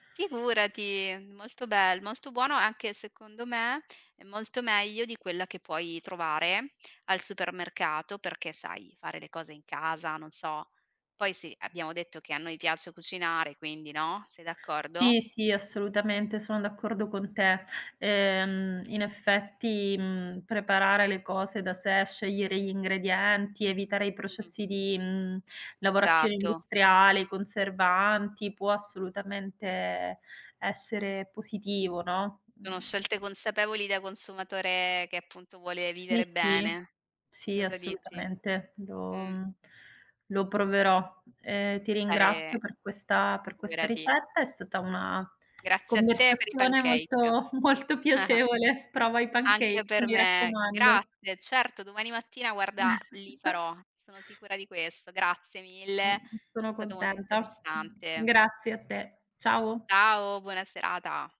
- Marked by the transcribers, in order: "Esatto" said as "Zato"; drawn out: "assolutamente"; other background noise; drawn out: "Lo"; drawn out: "Fare"; "figurati" said as "iurati"; laughing while speaking: "molto piacevole"; chuckle; chuckle
- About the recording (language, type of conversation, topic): Italian, unstructured, Hai mai partecipato a un corso di cucina e com’è stata la tua esperienza?